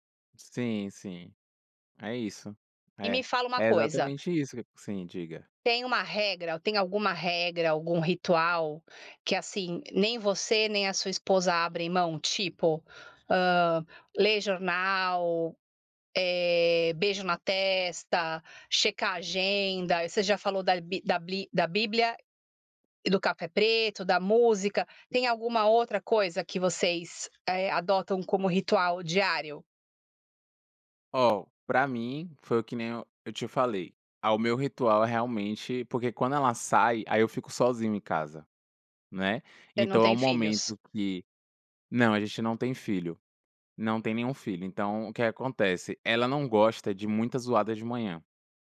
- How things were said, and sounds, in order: tapping
- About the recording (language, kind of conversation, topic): Portuguese, podcast, Como é a rotina matinal aí na sua família?